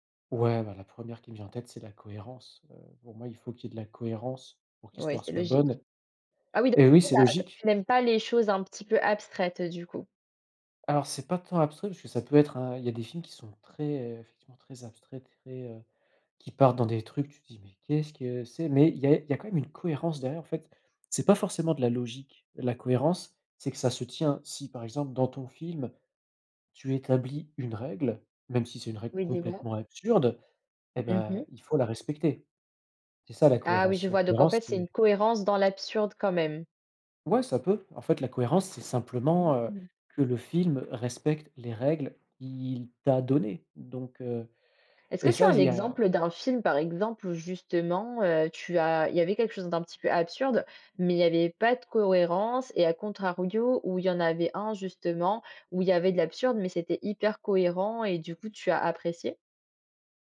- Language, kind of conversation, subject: French, podcast, Qu’est-ce qui fait, selon toi, une bonne histoire au cinéma ?
- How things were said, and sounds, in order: other background noise